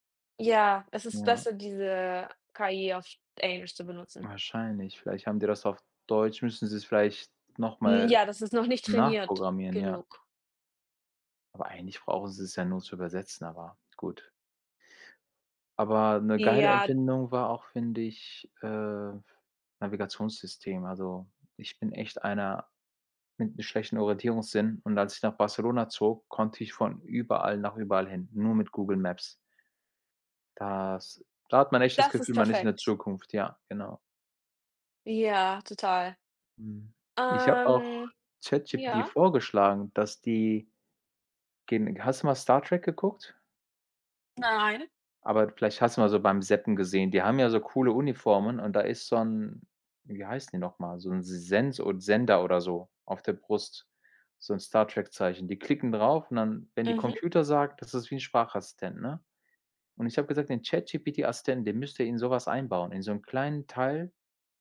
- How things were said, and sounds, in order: none
- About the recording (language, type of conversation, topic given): German, unstructured, Welche wissenschaftliche Entdeckung hat dich glücklich gemacht?